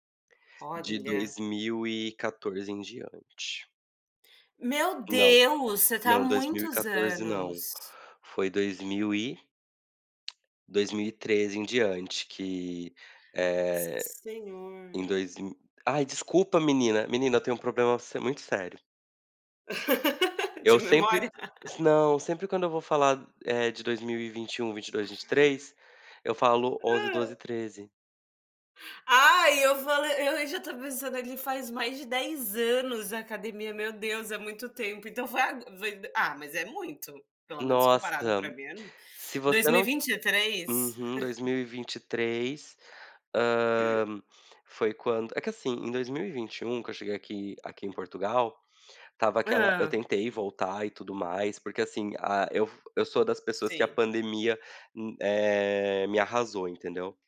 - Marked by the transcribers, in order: stressed: "Deus"; tapping; laugh; laugh; other background noise; chuckle
- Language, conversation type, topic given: Portuguese, unstructured, Quais hábitos ajudam a manter a motivação para fazer exercícios?